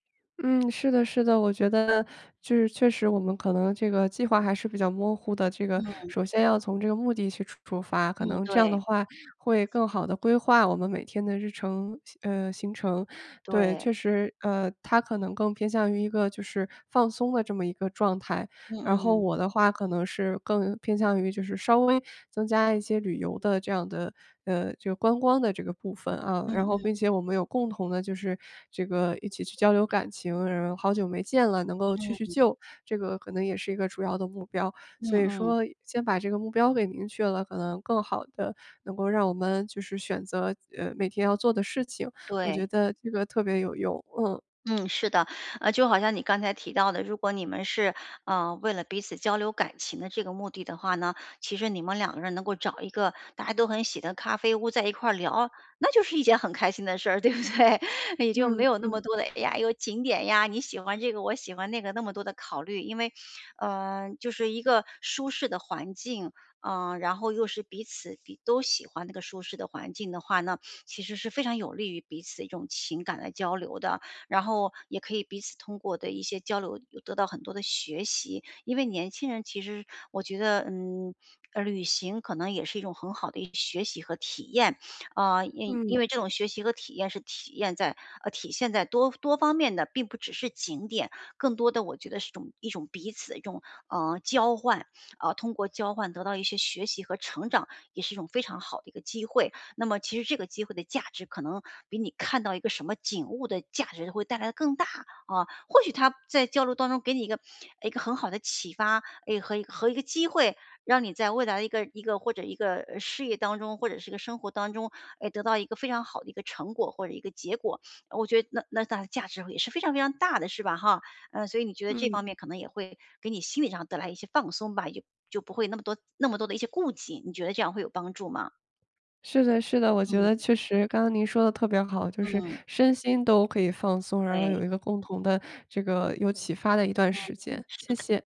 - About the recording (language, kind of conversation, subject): Chinese, advice, 旅行时如何减轻压力并更放松？
- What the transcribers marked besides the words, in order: other background noise; "然后" said as "然然"; "叙叙" said as "去去"; tapping; laughing while speaking: "对不对？"; sniff; sniff; "是" said as "日"; sniff